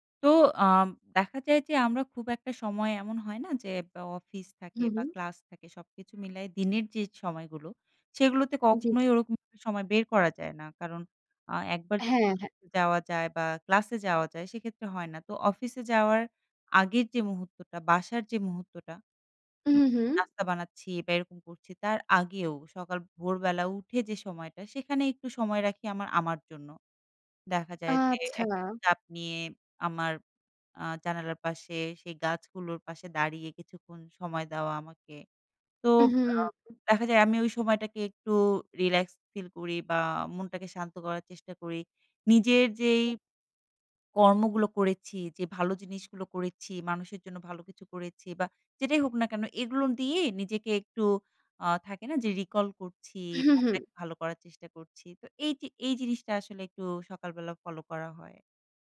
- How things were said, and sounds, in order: horn; tapping; "মুহূর্তটা" said as "মুহুত্তটা"; "মুহূর্তটা" said as "মুহুত্তটা"; other background noise; "এগুলো" said as "এগুলোন"; in English: "রিকল"; unintelligible speech
- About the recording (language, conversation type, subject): Bengali, podcast, নিজেকে সময় দেওয়া এবং আত্মযত্নের জন্য আপনার নিয়মিত রুটিনটি কী?